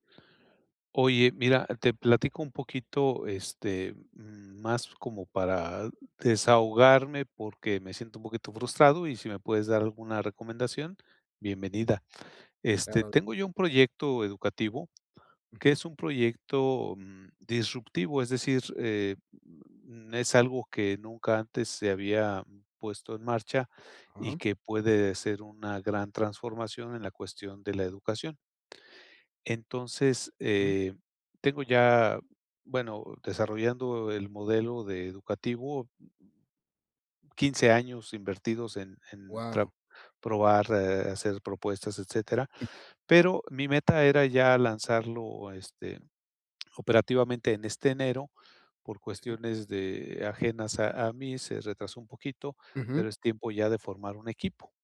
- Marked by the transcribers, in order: other noise
- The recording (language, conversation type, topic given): Spanish, advice, ¿Cómo puedo formar y liderar un equipo pequeño para lanzar mi startup con éxito?